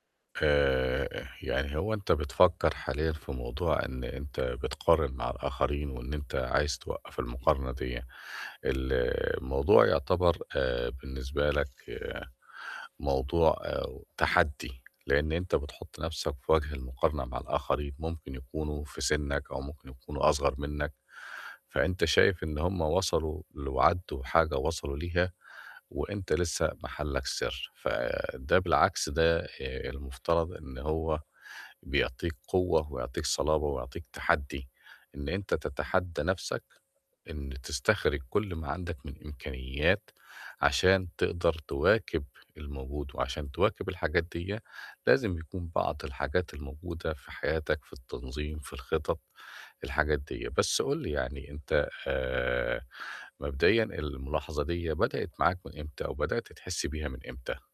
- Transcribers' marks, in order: tapping; unintelligible speech
- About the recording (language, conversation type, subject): Arabic, advice, ازاي أبطل أقارن نفسي بالناس وأرضى باللي عندي؟
- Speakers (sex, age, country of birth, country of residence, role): male, 25-29, Egypt, Egypt, user; male, 45-49, Egypt, Portugal, advisor